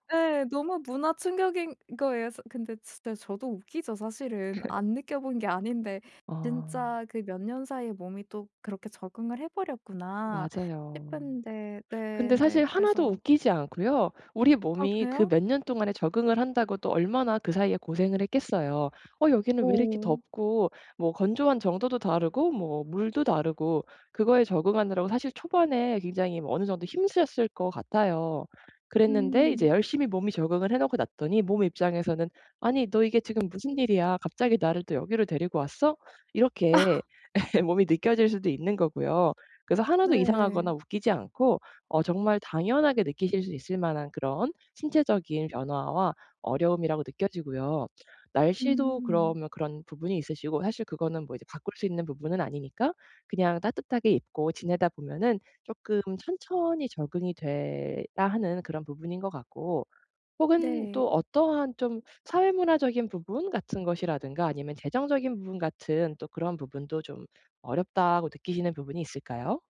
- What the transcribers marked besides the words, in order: laugh; other background noise; laugh
- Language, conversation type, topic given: Korean, advice, 새로운 사회환경에서 어떻게 제 자신을 지킬 수 있을까요?